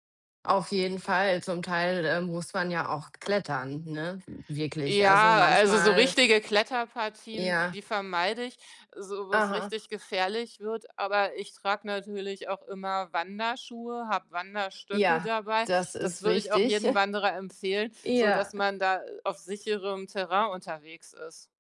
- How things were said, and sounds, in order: other background noise; tapping; snort
- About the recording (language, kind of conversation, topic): German, podcast, Wie planst du eine perfekte Wandertour?